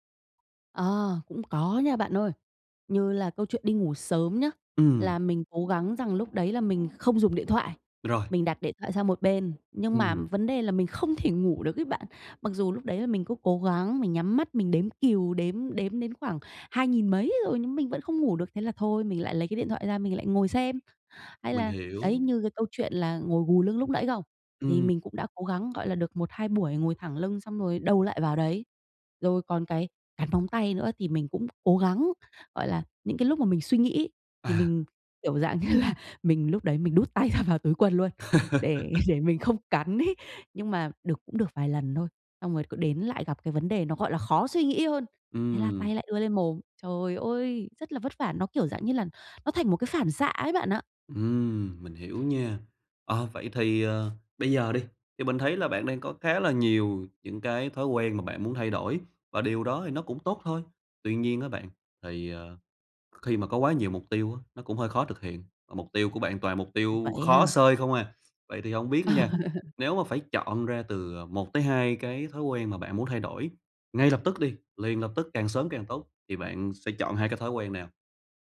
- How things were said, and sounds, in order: tapping; other background noise; laughing while speaking: "dạng như là"; laughing while speaking: "ra"; laugh; laughing while speaking: "để"; laughing while speaking: "ấy"; laugh
- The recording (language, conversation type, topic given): Vietnamese, advice, Làm thế nào để thay thế thói quen xấu bằng một thói quen mới?